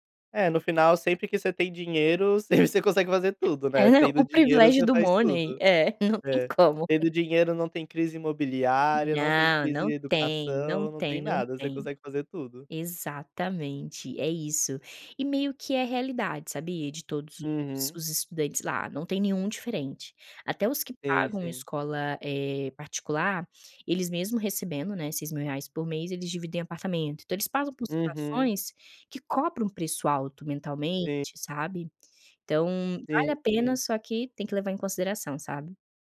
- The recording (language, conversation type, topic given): Portuguese, podcast, Como você decidiu adiar um sonho para colocar as contas em dia?
- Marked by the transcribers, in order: laughing while speaking: "sempre"; unintelligible speech; in English: "money"; laughing while speaking: "não tem como"